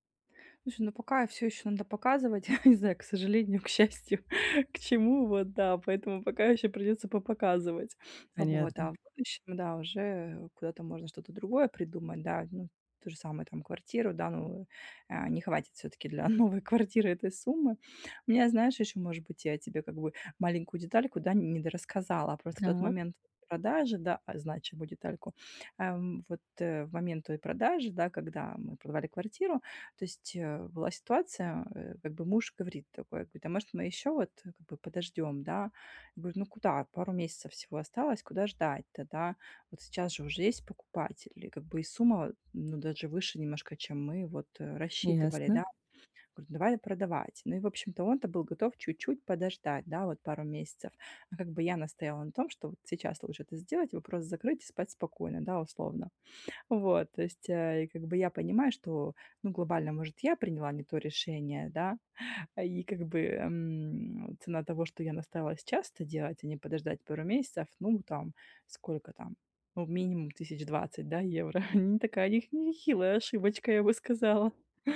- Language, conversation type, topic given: Russian, advice, Как справиться с ошибкой и двигаться дальше?
- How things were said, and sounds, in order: chuckle; laughing while speaking: "я"; laughing while speaking: "к счастью"; tapping; laughing while speaking: "новой квартиры"; background speech; chuckle; laughing while speaking: "я бы сказала"